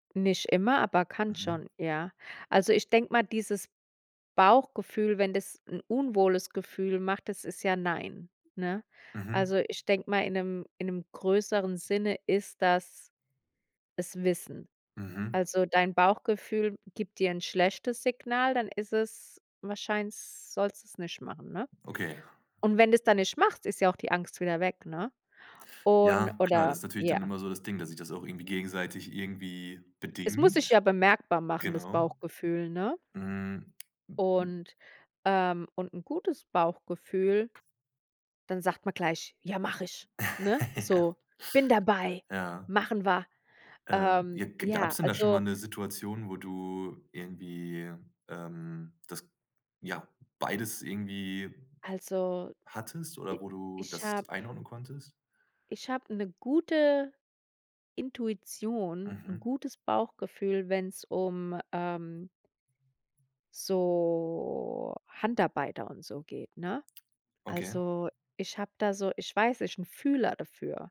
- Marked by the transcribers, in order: other background noise; other noise; put-on voice: "Ja, mach ich!"; laugh; laughing while speaking: "Ja"; put-on voice: "Bin dabei, machen wir"; drawn out: "so"
- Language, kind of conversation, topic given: German, podcast, Wie unterscheidest du Bauchgefühl von bloßer Angst?
- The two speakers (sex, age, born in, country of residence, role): female, 35-39, Germany, United States, guest; male, 25-29, Germany, Germany, host